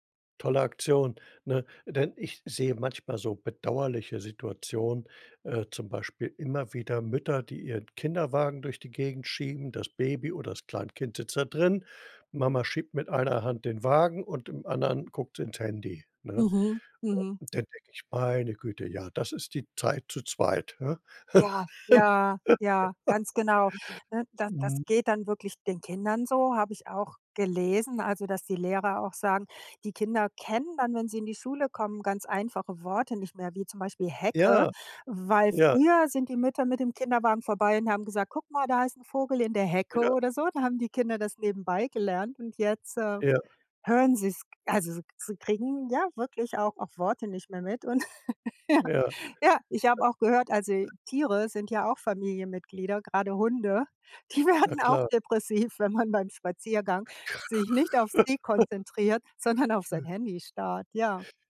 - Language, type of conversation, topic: German, podcast, Welche Rolle spielen Smartphones im Familienleben?
- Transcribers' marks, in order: laugh; other background noise; chuckle; laughing while speaking: "die werden"; giggle; other noise